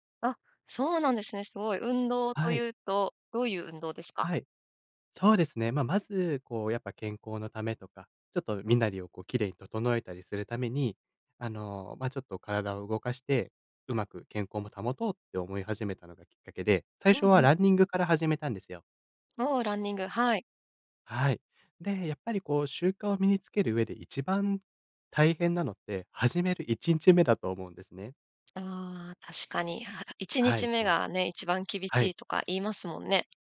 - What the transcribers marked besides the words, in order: none
- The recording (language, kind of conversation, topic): Japanese, podcast, 習慣を身につけるコツは何ですか？
- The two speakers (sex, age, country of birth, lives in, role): female, 35-39, Japan, Japan, host; male, 25-29, Japan, Portugal, guest